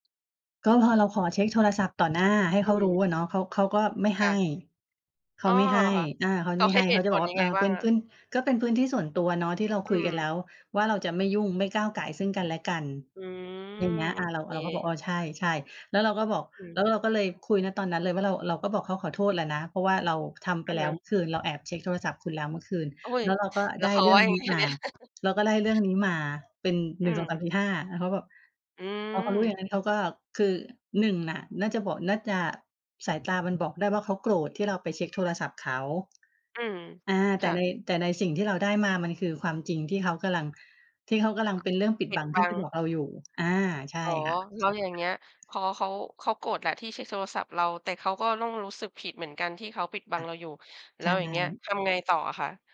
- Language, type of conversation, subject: Thai, podcast, เวลาอยู่ด้วยกัน คุณเลือกคุยหรือเช็กโทรศัพท์มากกว่ากัน?
- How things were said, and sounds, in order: chuckle; other background noise